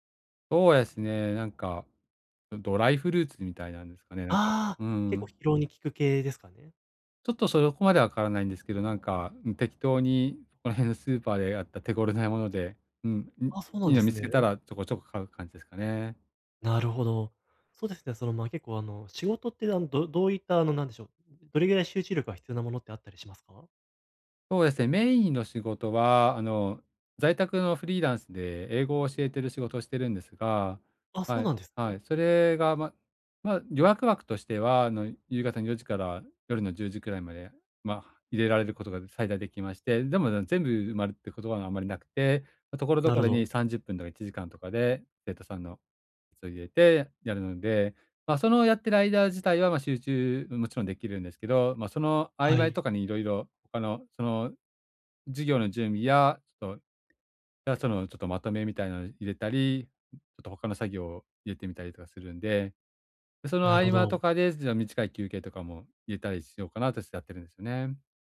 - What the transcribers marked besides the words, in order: other noise
- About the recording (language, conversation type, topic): Japanese, advice, 短い休憩で集中力と生産性を高めるにはどうすればよいですか？